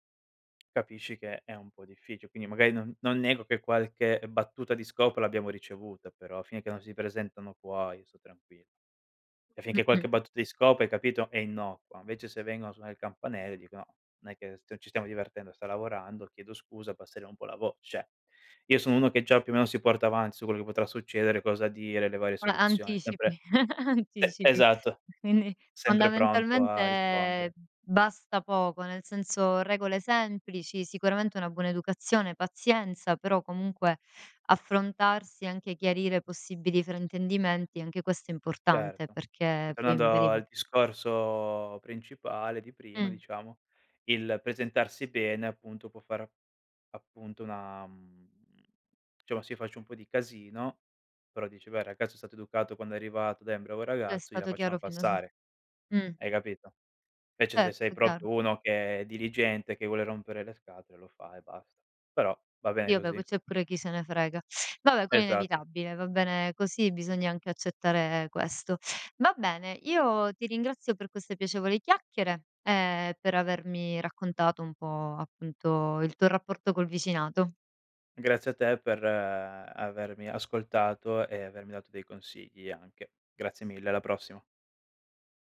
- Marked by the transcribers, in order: tapping; other background noise; "cioè" said as "ceh"; unintelligible speech; chuckle; laughing while speaking: "Quindi"; "diciamo" said as "ciamo"; "proprio" said as "propo"; "Sì" said as "ì"; "vabbè" said as "abbè"; teeth sucking; "quello" said as "queo"
- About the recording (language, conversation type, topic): Italian, podcast, Come si crea fiducia tra vicini, secondo te?